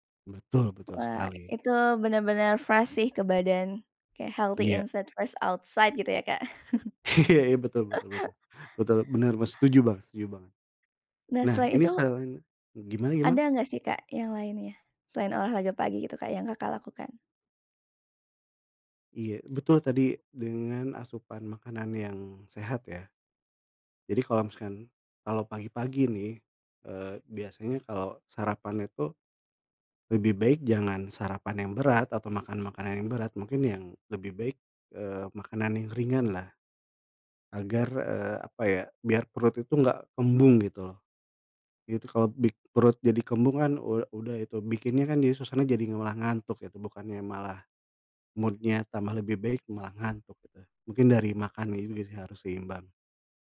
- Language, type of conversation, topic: Indonesian, unstructured, Apa hal sederhana yang bisa membuat harimu lebih cerah?
- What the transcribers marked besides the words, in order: in English: "fresh"; in English: "healthy inside, fresh outside"; laughing while speaking: "Iya"; chuckle; in English: "mood-nya"